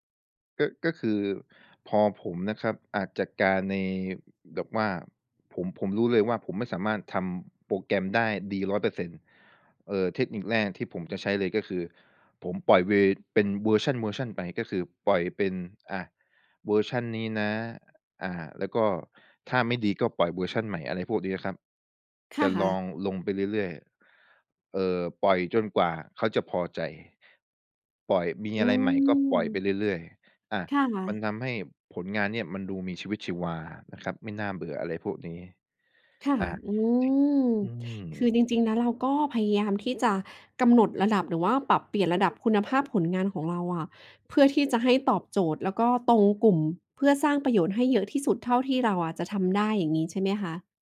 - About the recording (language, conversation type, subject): Thai, podcast, คุณรับมือกับความอยากให้ผลงานสมบูรณ์แบบอย่างไร?
- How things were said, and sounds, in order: other background noise